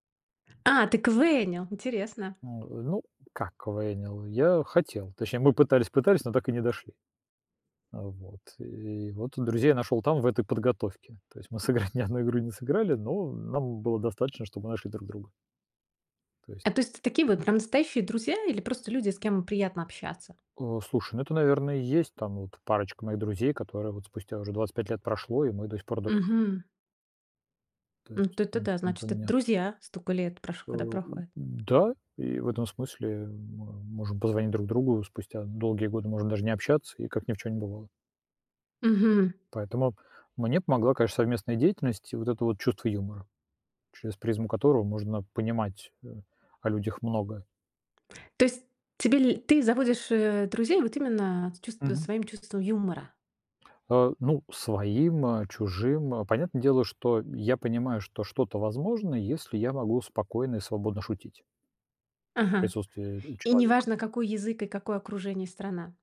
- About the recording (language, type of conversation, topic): Russian, podcast, Как вы заводите друзей в новой среде?
- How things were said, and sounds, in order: other background noise; tapping